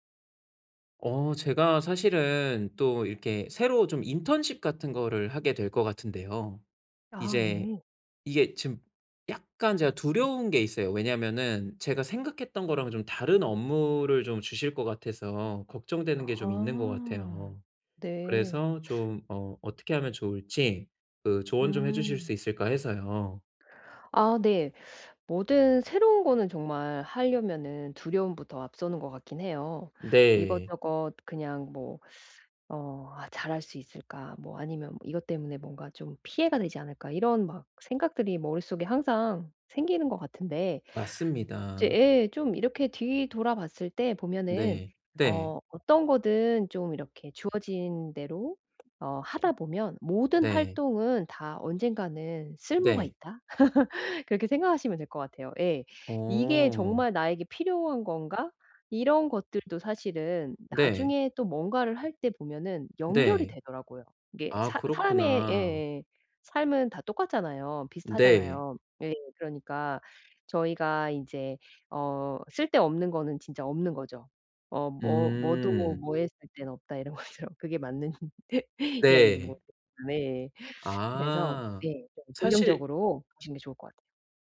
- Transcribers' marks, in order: other background noise; laugh; laughing while speaking: "이런 것처럼"; laughing while speaking: "맞는"
- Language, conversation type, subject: Korean, advice, 새로운 활동을 시작하는 것이 두려울 때 어떻게 하면 좋을까요?